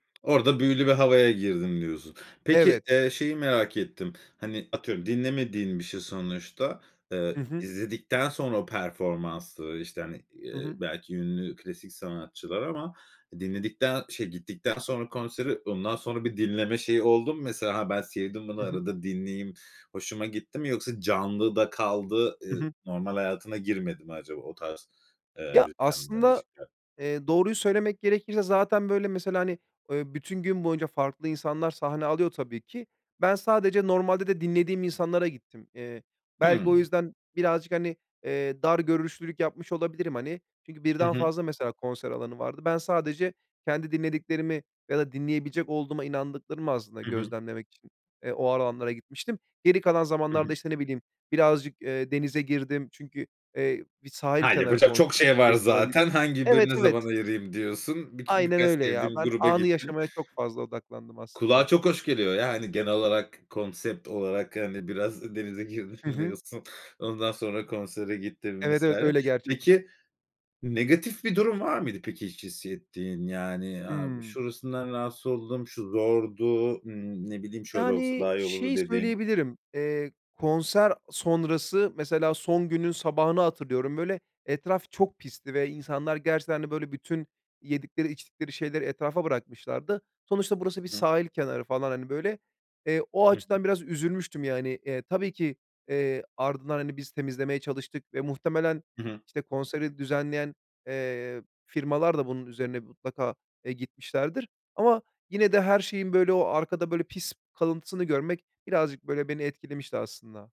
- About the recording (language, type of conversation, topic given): Turkish, podcast, Canlı konser deneyimi seni nasıl etkiledi?
- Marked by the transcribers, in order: tapping; other background noise